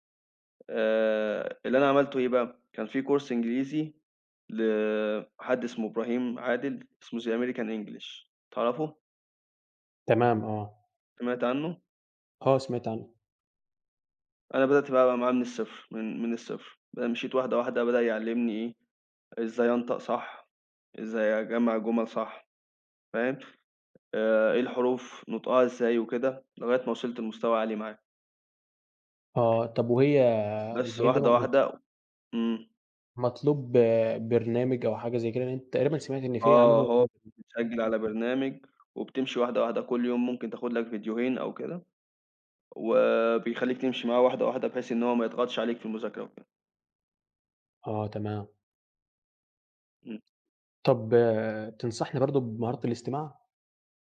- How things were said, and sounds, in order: in English: "course"; in English: "The American English"; tapping; unintelligible speech
- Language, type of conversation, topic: Arabic, unstructured, إيه هي العادة الصغيرة اللي غيّرت حياتك؟